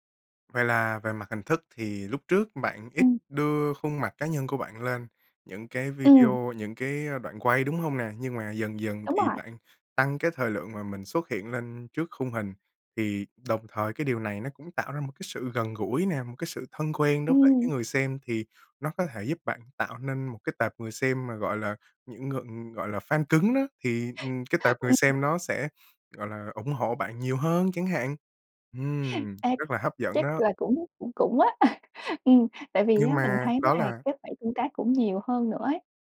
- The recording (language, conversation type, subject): Vietnamese, advice, Cảm thấy bị lặp lại ý tưởng, muốn đổi hướng nhưng bế tắc
- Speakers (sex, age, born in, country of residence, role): female, 25-29, Vietnam, Malaysia, user; male, 20-24, Vietnam, Germany, advisor
- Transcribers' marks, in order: tapping; laugh; laugh; laugh